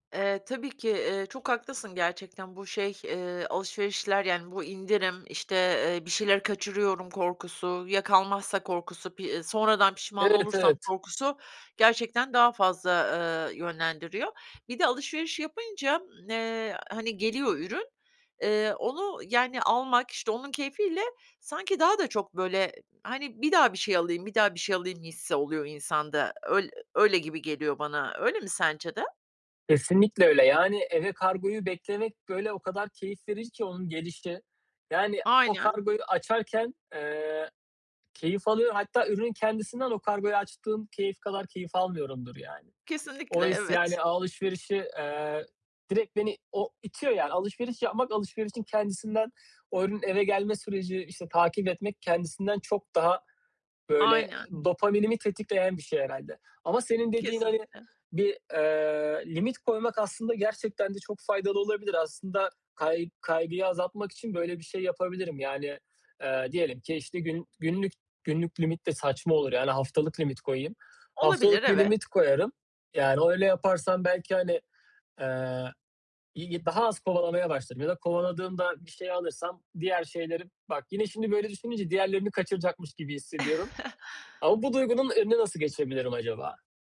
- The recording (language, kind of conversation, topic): Turkish, advice, İndirim dönemlerinde gereksiz alışveriş yapma kaygısıyla nasıl başa çıkabilirim?
- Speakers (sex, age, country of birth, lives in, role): female, 50-54, Italy, United States, advisor; male, 30-34, Turkey, Ireland, user
- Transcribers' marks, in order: other background noise; tapping; chuckle